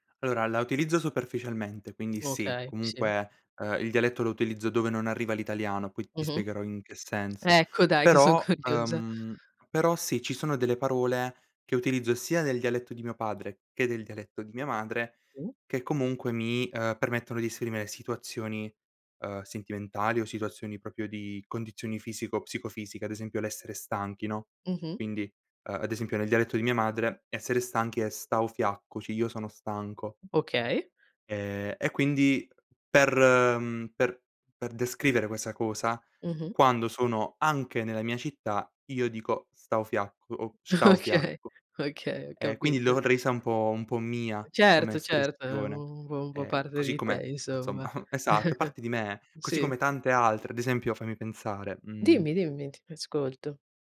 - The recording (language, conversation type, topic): Italian, podcast, Come ti ha influenzato il dialetto o la lingua della tua famiglia?
- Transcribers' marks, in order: laughing while speaking: "che son curiosa"; "proprio" said as "propio"; tapping; stressed: "anche"; laughing while speaking: "Okay"; "insomma" said as "nzomma"; chuckle; other background noise